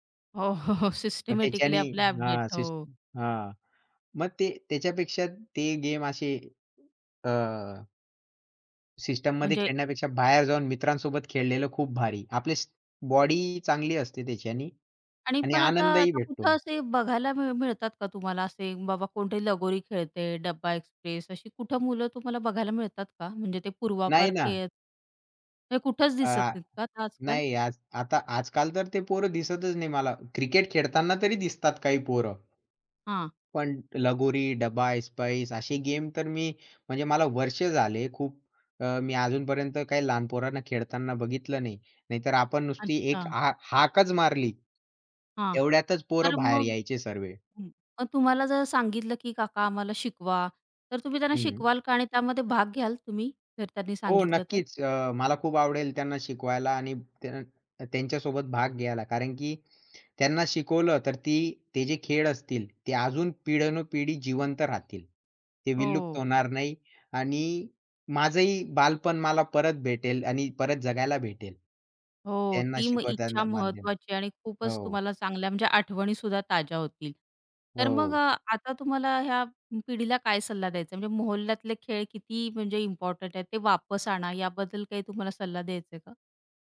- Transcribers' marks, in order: laughing while speaking: "हो, हो"; in English: "सिस्टेमॅटिकली"; swallow; tapping; unintelligible speech; other noise; in Arabic: "मोहल्ल्या"
- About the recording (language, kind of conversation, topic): Marathi, podcast, तुमच्या वाडीत लहानपणी खेळलेल्या खेळांची तुम्हाला कशी आठवण येते?